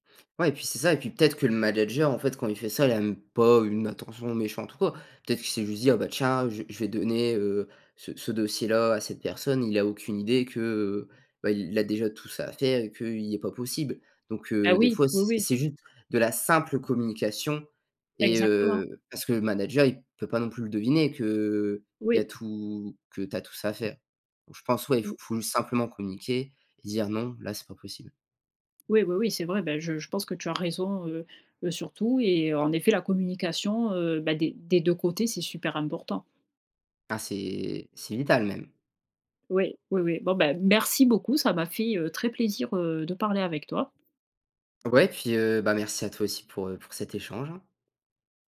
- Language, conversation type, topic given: French, podcast, Comment gères-tu ton équilibre entre vie professionnelle et vie personnelle au quotidien ?
- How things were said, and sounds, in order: none